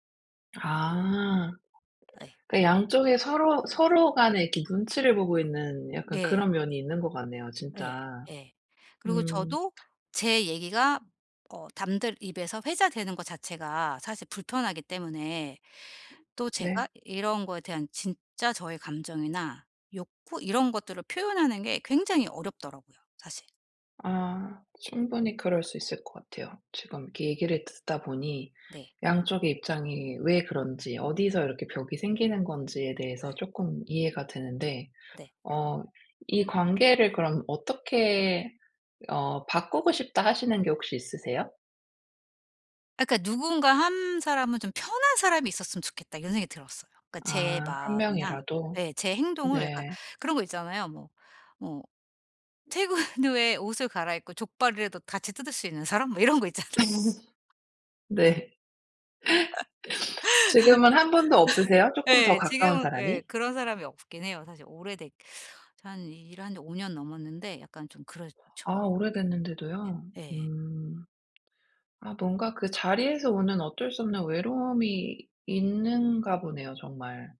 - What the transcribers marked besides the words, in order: other background noise; tapping; "남들" said as "담들"; laughing while speaking: "퇴근 후에"; laughing while speaking: "뭐 이런 거 있잖아요"; laugh; laughing while speaking: "네"; laugh; laugh
- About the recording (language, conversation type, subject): Korean, advice, 남들이 기대하는 모습과 제 진짜 욕구를 어떻게 조율할 수 있을까요?